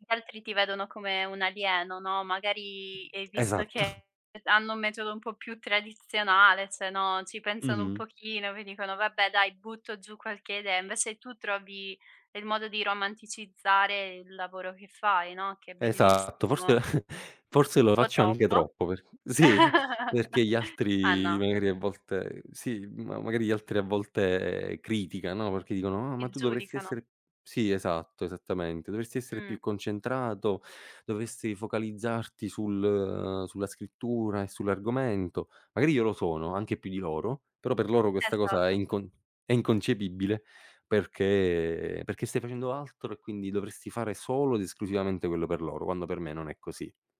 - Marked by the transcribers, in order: tapping; other background noise; chuckle; laugh; drawn out: "volte"; drawn out: "sul"; "Esatto" said as "esato"; drawn out: "perché"
- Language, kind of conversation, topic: Italian, podcast, Da dove prendi di solito l'ispirazione per creare?